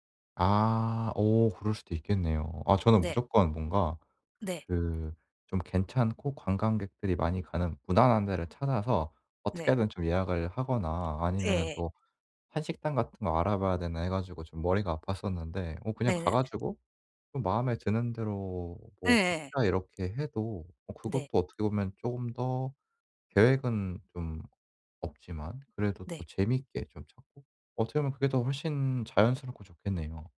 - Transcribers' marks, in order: other background noise; tapping
- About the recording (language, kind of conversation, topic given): Korean, advice, 여행 예산을 어떻게 세우고 계획을 효율적으로 수립할 수 있을까요?